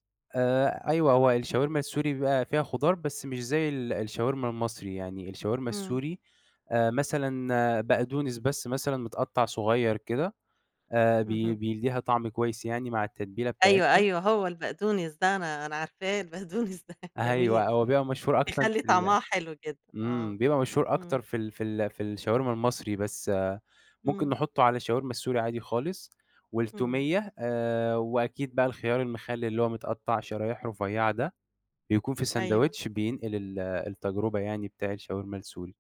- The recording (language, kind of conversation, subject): Arabic, podcast, إيه أكتر أكلة بتهديك لما تبقى زعلان؟
- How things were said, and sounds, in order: laugh; tapping